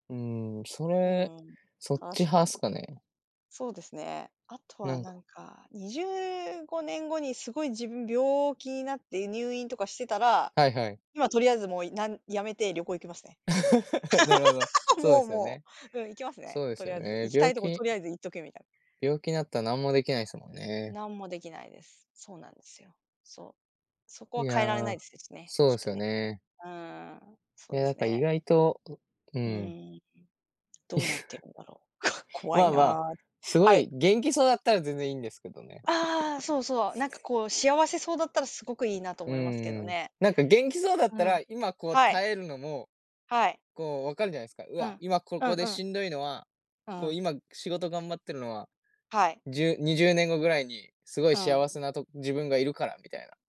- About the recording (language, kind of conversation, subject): Japanese, unstructured, 将来の自分に会えたら、何を聞きたいですか？
- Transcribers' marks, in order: laugh; other noise; laugh; other background noise